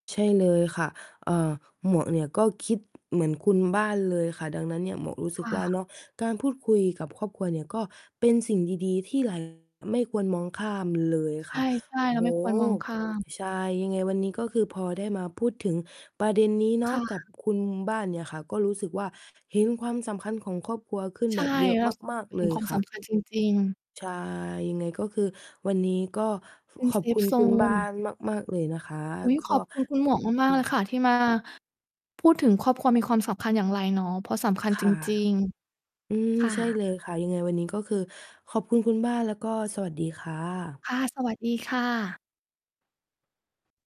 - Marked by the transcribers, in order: distorted speech; static; in English: "เซฟโซน"
- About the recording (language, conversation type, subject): Thai, unstructured, การพูดคุยกับครอบครัวมีความสำคัญอย่างไร?